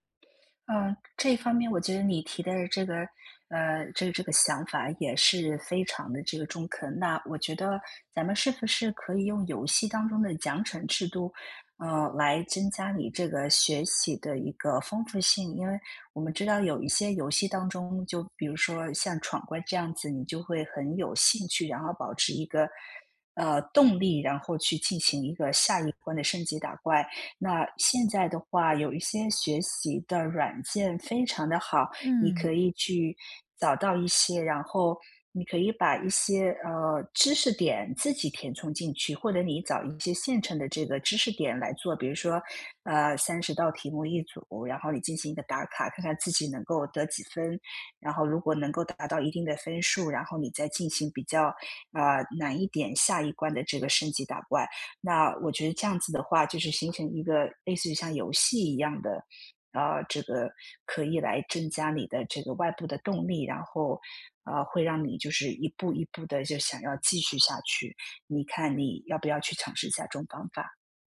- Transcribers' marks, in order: none
- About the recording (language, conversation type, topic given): Chinese, advice, 当我感觉进步停滞时，怎样才能保持动力？